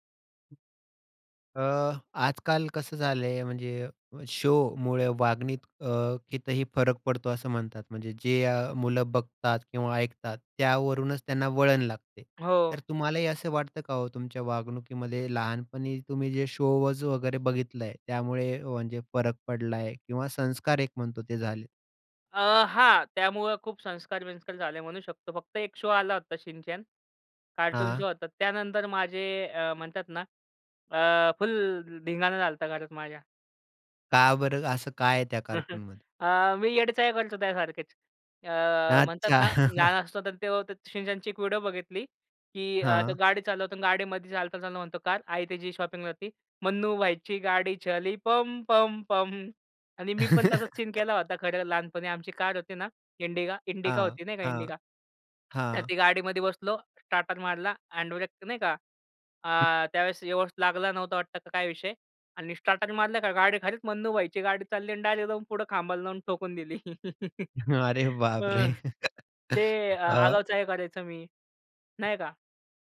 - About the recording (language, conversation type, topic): Marathi, podcast, बालपणी तुमचा आवडता दूरदर्शनवरील कार्यक्रम कोणता होता?
- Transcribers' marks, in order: other background noise; "वागण्यात" said as "वागणीत"; "कितीही" said as "कितही"; "शोज" said as "शोवज"; in English: "फुल"; chuckle; chuckle; singing: "मन्नू भाईची गाडी चली पम, पम, पम"; in Hindi: "चली पम, पम, पम"; laugh; in English: "सीन"; in English: "डायरेक्ट"; laughing while speaking: "अरे बाप रे!"; laugh